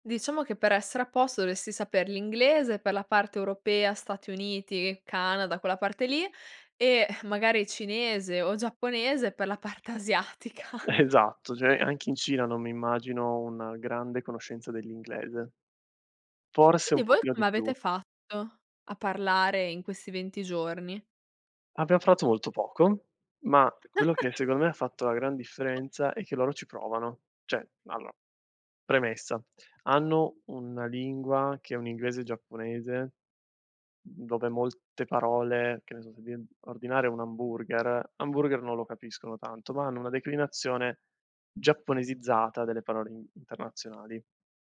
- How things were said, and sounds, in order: laughing while speaking: "asiatica"; chuckle; laughing while speaking: "Esatto"; "cioè" said as "ceh"; laugh; chuckle; "Cioè" said as "ceh"
- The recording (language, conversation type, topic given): Italian, podcast, Hai mai fatto un viaggio che ti ha sorpreso completamente?
- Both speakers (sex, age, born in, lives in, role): female, 20-24, Italy, Italy, host; male, 25-29, Italy, Italy, guest